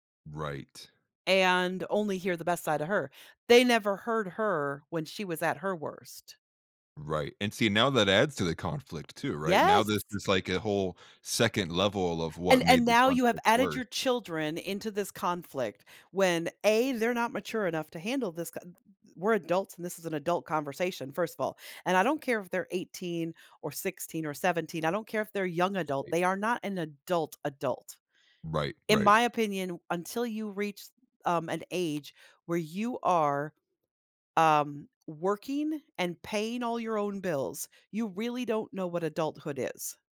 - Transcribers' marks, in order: none
- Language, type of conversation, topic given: English, unstructured, What are some effective ways to navigate disagreements with family members?